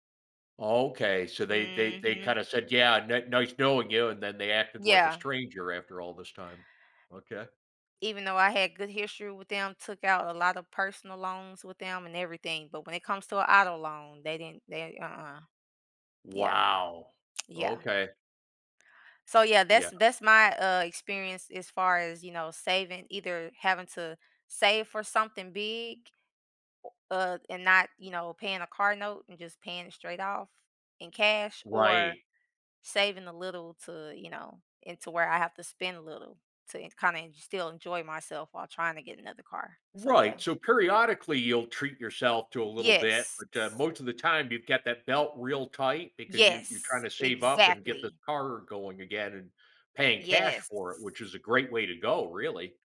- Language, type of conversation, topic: English, unstructured, Do you prefer saving for something big or spending little joys often?
- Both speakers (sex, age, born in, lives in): female, 35-39, United States, United States; male, 55-59, United States, United States
- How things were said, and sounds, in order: other background noise; tsk; stressed: "exactly"